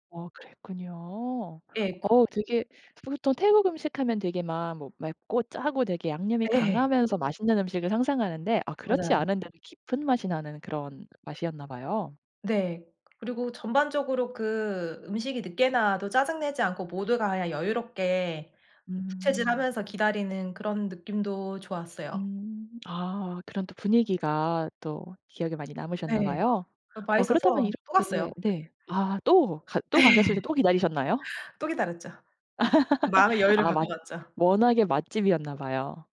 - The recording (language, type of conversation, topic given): Korean, podcast, 가장 기억에 남는 여행은 언제였나요?
- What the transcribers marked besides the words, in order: tapping; other background noise; laugh